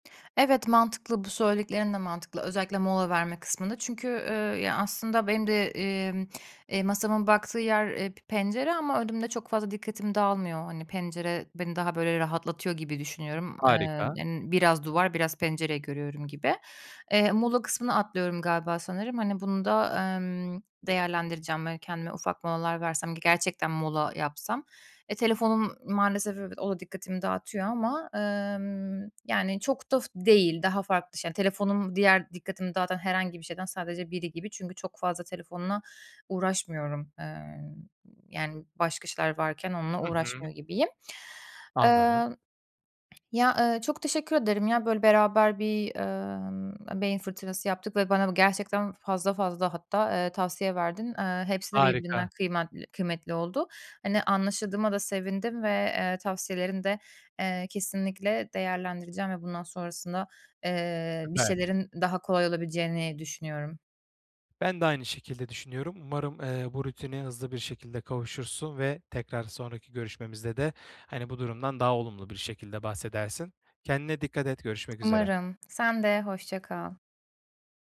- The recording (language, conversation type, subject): Turkish, advice, Yaratıcı çalışmalarım için dikkat dağıtıcıları nasıl azaltıp zamanımı nasıl koruyabilirim?
- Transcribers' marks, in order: tapping